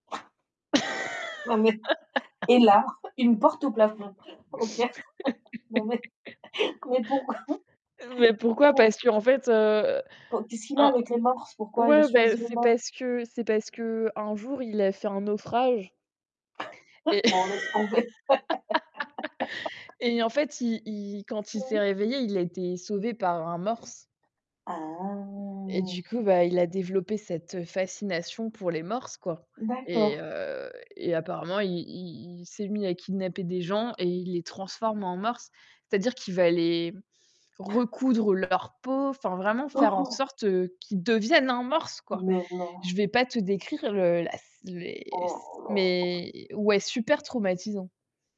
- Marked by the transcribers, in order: tapping; laugh; laughing while speaking: "mais"; chuckle; laughing while speaking: "OK"; laughing while speaking: "mais, mais pou pou ?"; distorted speech; laugh; chuckle; laugh; other background noise; drawn out: "Ah !"; chuckle; unintelligible speech
- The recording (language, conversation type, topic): French, unstructured, Préférez-vous la beauté des animaux de compagnie ou celle des animaux sauvages ?